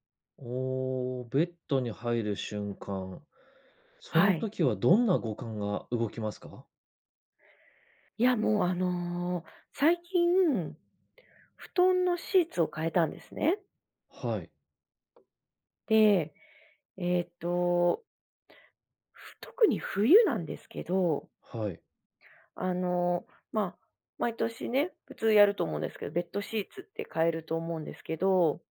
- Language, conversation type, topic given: Japanese, podcast, 夜、家でほっとする瞬間はいつですか？
- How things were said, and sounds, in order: other background noise